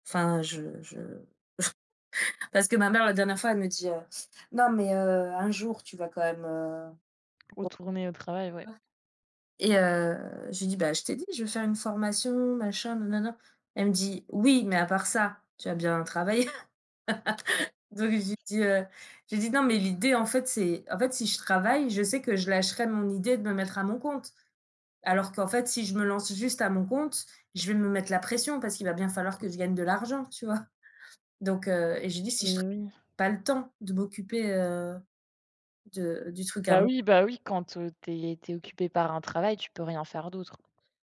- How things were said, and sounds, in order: chuckle; unintelligible speech; laughing while speaking: "travailler ?"; other background noise; tapping
- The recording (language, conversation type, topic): French, unstructured, Qu’est-ce qui te motive le plus au travail ?